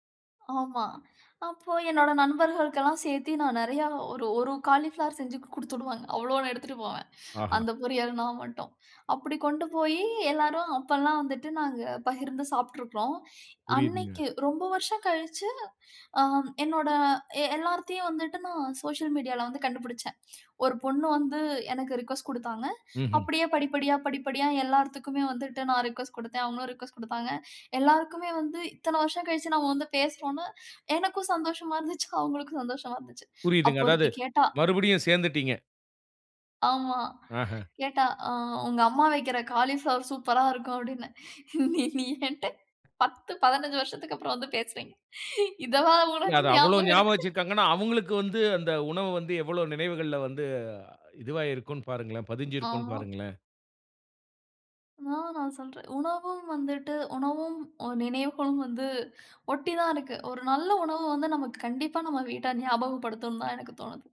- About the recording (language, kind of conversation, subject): Tamil, podcast, சிறுவயதில் சாப்பிட்ட உணவுகள் உங்கள் நினைவுகளை எப்படிப் புதுப்பிக்கின்றன?
- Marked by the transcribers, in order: in English: "சோசியல் மீடியால"; in English: "ரிக்வொஸ்ட்"; in English: "ரிக்வெஸ்ட்"; in English: "ரிக்வெஸ்ட்"; other background noise; laughing while speaking: "நீ நீ என்ட்ட பத்து பதினஞ்சு … உனக்கு ஞாபகம் இருக்கு"; "இதுவா" said as "இதவா"